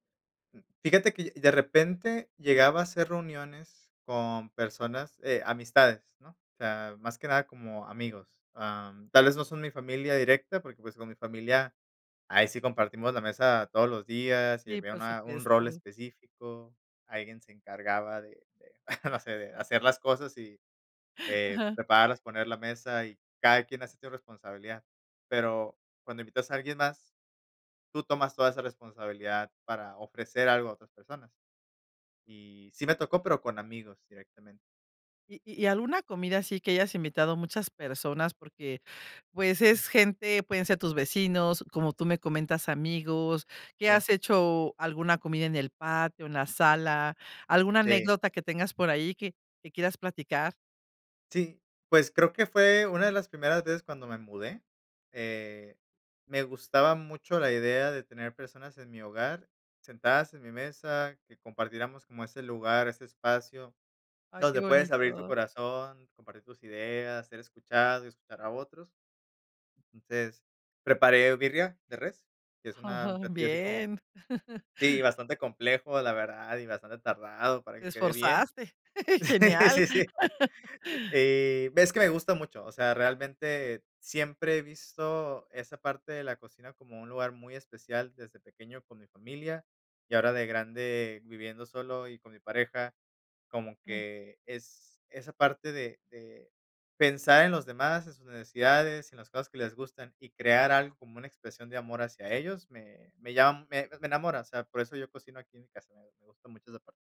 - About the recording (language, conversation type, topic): Spanish, podcast, ¿Qué papel juegan las comidas compartidas en unir a la gente?
- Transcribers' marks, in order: laugh; laugh; laugh